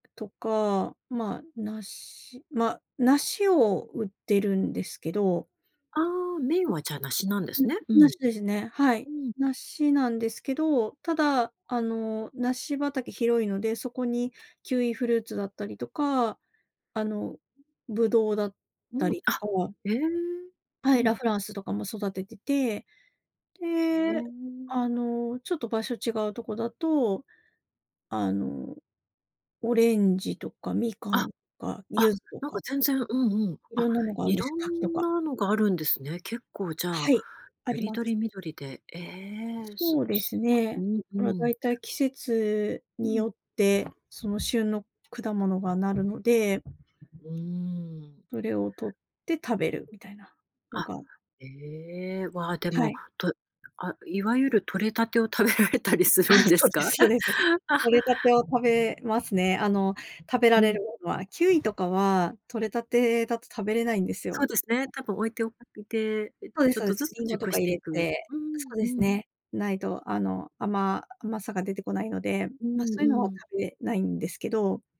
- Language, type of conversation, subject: Japanese, podcast, 食べ物のちょっとした喜びで、あなたが好きなのは何ですか？
- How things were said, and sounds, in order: other background noise; laughing while speaking: "食べられたりするんですか？あ"; other noise